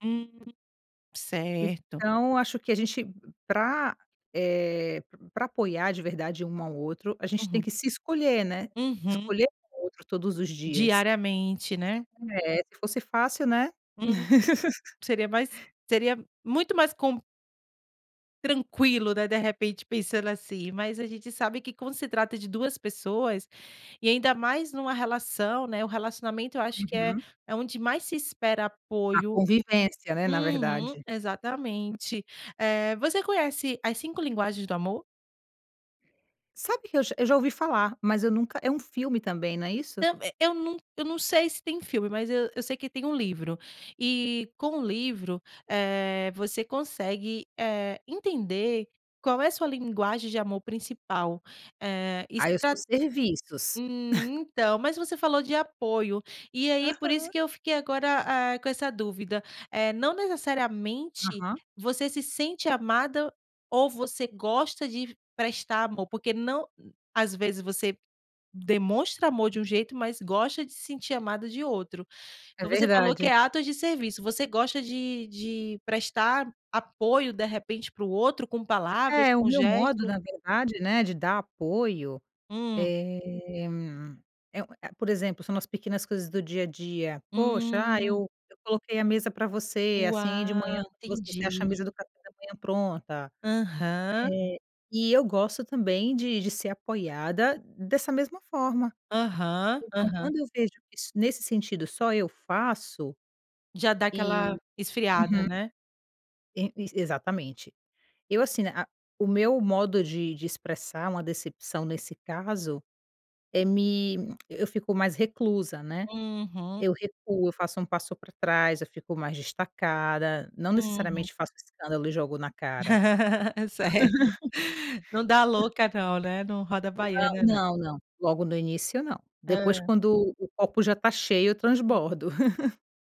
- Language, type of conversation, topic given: Portuguese, podcast, Como lidar quando o apoio esperado não aparece?
- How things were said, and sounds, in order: laugh; chuckle; laugh; laugh